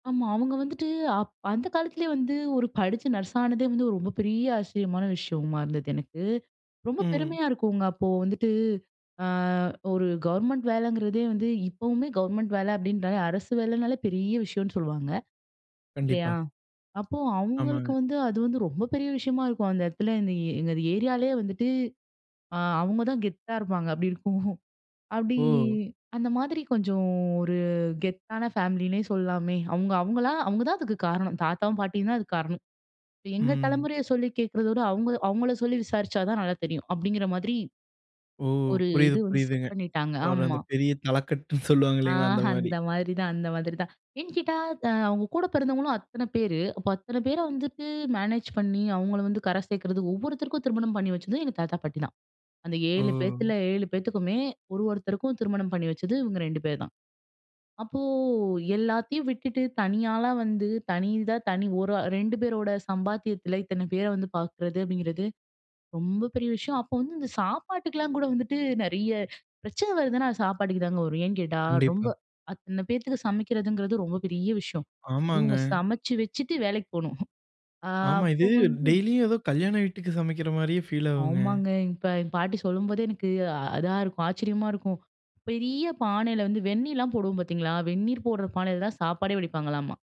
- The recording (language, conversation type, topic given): Tamil, podcast, பாட்டி-தாத்தா சொன்ன கதைகள் தலைமுறைதோறும் என்ன சொல்லித் தந்தன?
- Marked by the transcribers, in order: laughing while speaking: "அப்படி இருக்கும்"; laughing while speaking: "சொல்வாங்க இல்லங்களா? அந்த மாரி"; chuckle